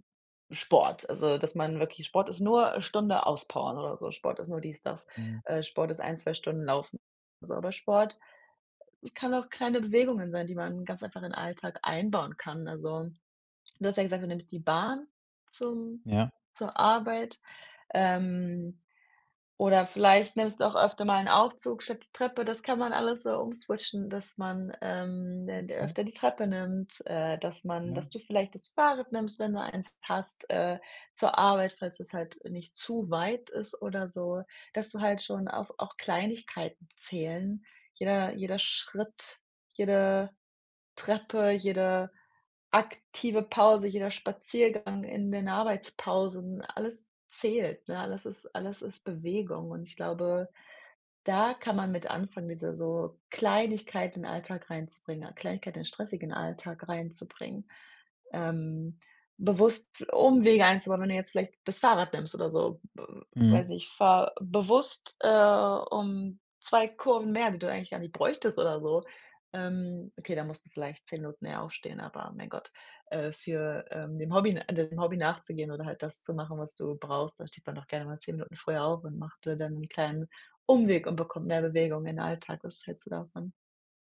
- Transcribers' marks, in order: other noise
- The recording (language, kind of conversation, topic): German, advice, Wie kann ich im Alltag mehr Bewegung einbauen, ohne ins Fitnessstudio zu gehen?